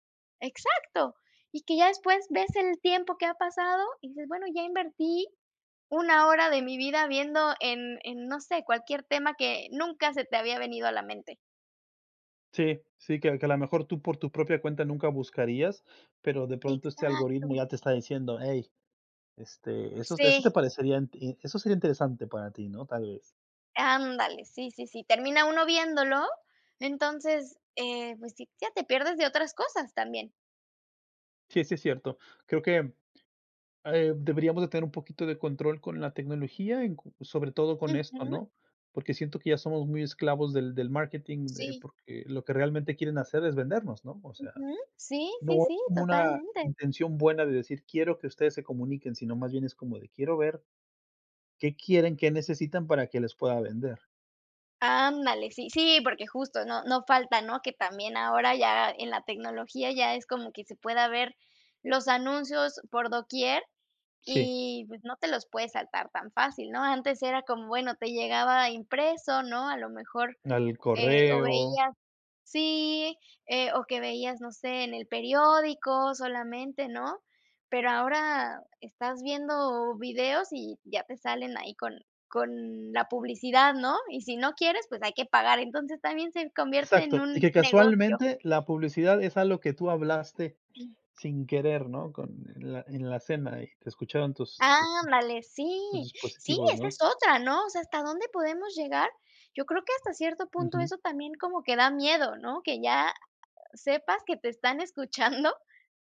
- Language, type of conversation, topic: Spanish, unstructured, ¿Cómo crees que la tecnología ha cambiado nuestra forma de comunicarnos?
- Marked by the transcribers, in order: tapping; laughing while speaking: "escuchando"